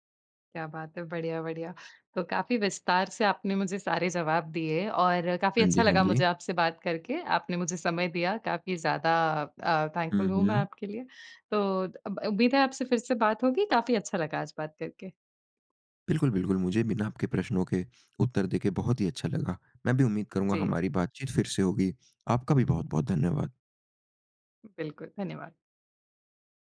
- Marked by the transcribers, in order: in English: "थैंकफ़ुल"
- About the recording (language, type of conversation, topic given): Hindi, podcast, आप स्क्रीन पर बिताए समय को कैसे प्रबंधित करते हैं?
- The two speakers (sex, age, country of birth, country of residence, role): female, 20-24, India, India, host; male, 55-59, India, India, guest